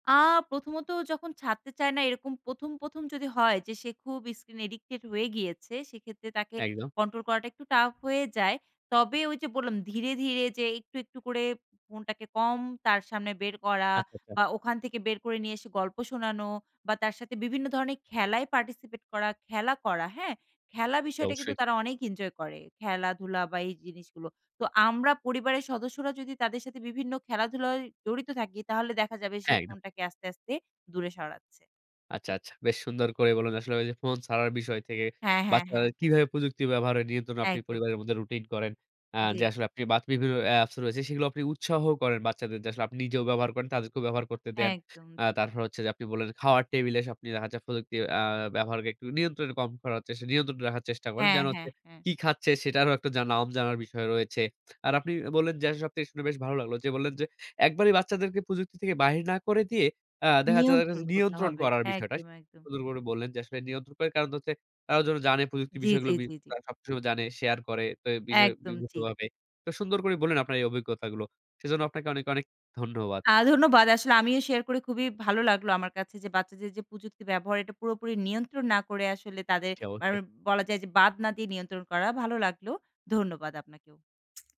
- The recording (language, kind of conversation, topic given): Bengali, podcast, বাচ্চাদের প্রযুক্তি ব্যবহার নিয়ন্ত্রণে পরিবারের রুটিন কী?
- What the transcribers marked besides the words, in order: other background noise; unintelligible speech; unintelligible speech; unintelligible speech